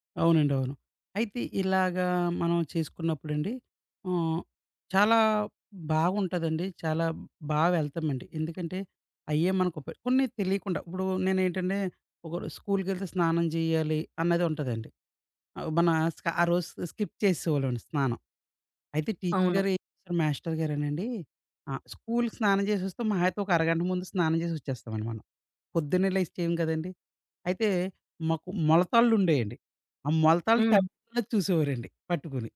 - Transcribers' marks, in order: tapping; in English: "స్కిప్"; in English: "టీచర్"; unintelligible speech
- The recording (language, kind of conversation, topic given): Telugu, podcast, చిన్నప్పటి పాఠశాల రోజుల్లో చదువుకు సంబంధించిన ఏ జ్ఞాపకం మీకు ఆనందంగా గుర్తొస్తుంది?